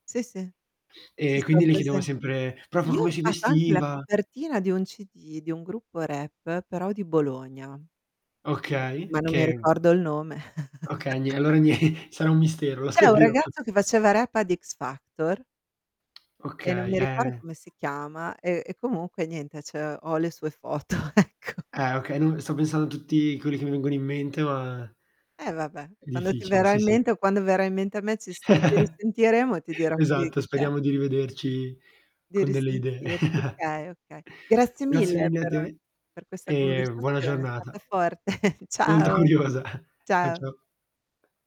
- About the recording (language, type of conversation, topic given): Italian, unstructured, Qual è il tuo hobby preferito e perché ti piace così tanto?
- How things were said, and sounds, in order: static; distorted speech; other background noise; laugh; laughing while speaking: "nie"; laughing while speaking: "la scoprirò"; tapping; "cioè" said as "ceh"; laughing while speaking: "foto, ecco"; chuckle; chuckle; chuckle; laughing while speaking: "Molto curiosa"; chuckle